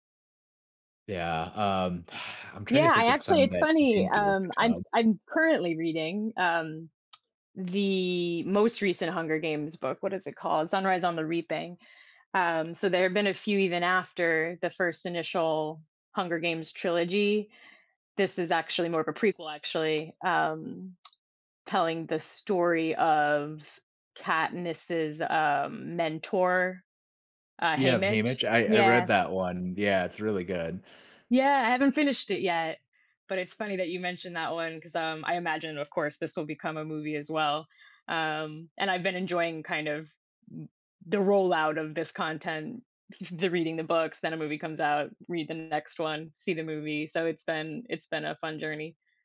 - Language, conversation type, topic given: English, unstructured, Which book-to-screen adaptations surprised you the most, either as delightful reinventions or disappointing misses, and why did they stick with you?
- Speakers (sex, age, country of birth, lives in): female, 35-39, United States, United States; male, 40-44, United States, United States
- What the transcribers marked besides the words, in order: lip smack; other background noise; tapping; lip smack; chuckle